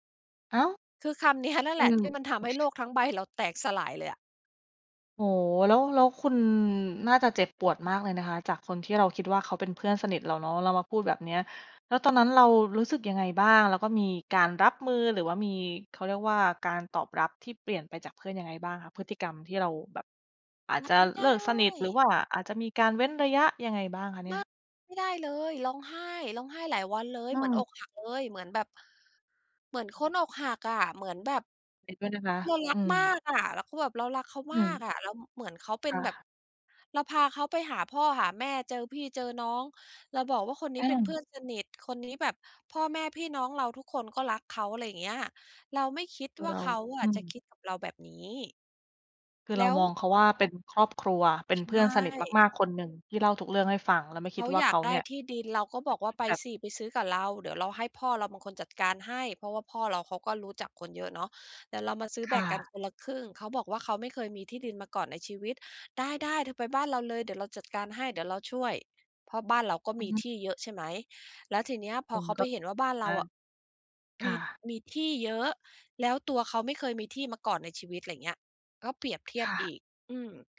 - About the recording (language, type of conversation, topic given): Thai, podcast, เมื่อความไว้ใจหายไป ควรเริ่มฟื้นฟูจากตรงไหนก่อน?
- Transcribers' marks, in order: chuckle; "อืม" said as "แอ๊ม"